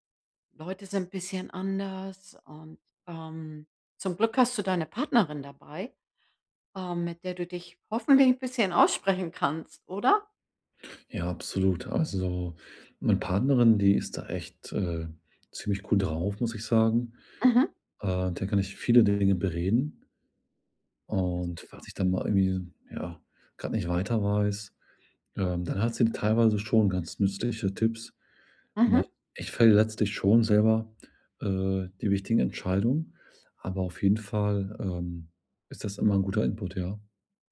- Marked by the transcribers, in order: none
- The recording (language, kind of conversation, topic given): German, advice, Wie kann ich beim Umzug meine Routinen und meine Identität bewahren?